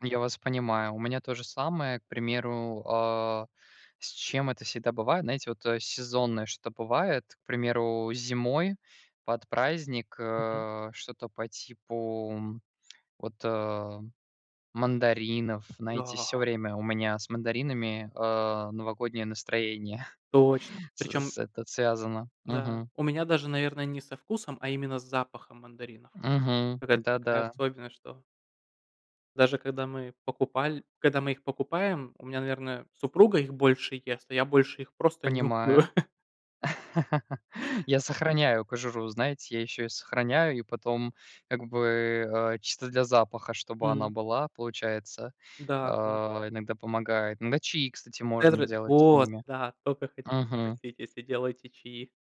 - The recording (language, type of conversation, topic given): Russian, unstructured, Какой вкус напоминает тебе о детстве?
- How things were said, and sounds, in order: tapping; laughing while speaking: "настроение"; laughing while speaking: "нюхаю"; chuckle; unintelligible speech